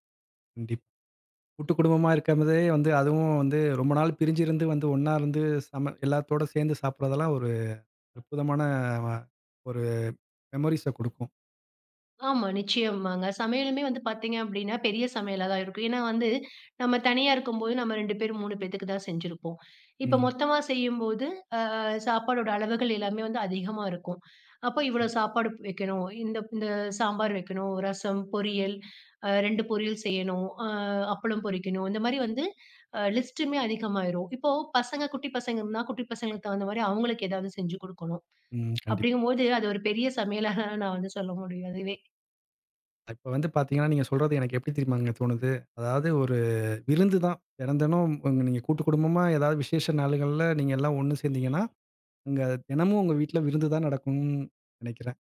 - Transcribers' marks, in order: in English: "மெமோரீஸ"; laughing while speaking: "சமையலாக"; drawn out: "ஒரு"; drawn out: "நடக்கும்"
- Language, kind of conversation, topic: Tamil, podcast, ஒரு பெரிய விருந்துச் சமையலை முன்கூட்டியே திட்டமிடும்போது நீங்கள் முதலில் என்ன செய்வீர்கள்?